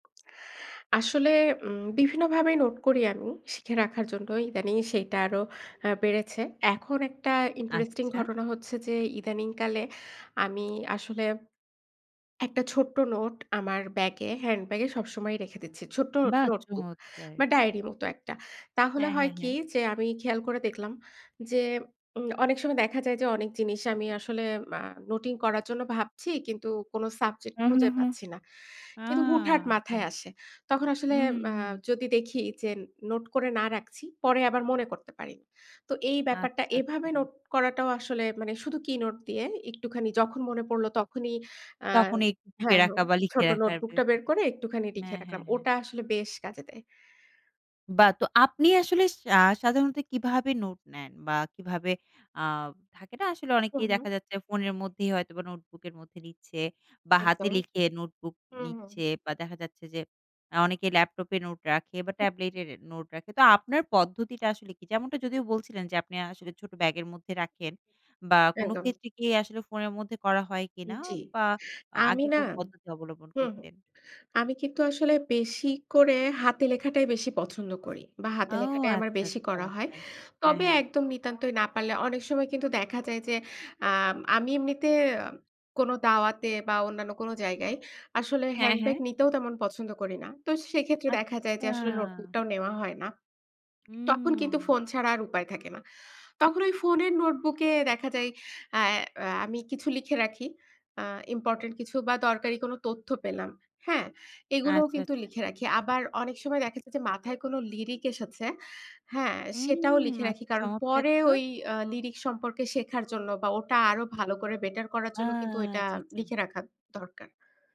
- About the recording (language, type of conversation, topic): Bengali, podcast, শিখে মনে রাখার জন্য আপনার প্রিয় নোট নেওয়ার পদ্ধতি কী?
- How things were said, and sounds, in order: in English: "নোটবুক"; in English: "হ্যান্ডব্যাগ"; in English: "নোটবুক"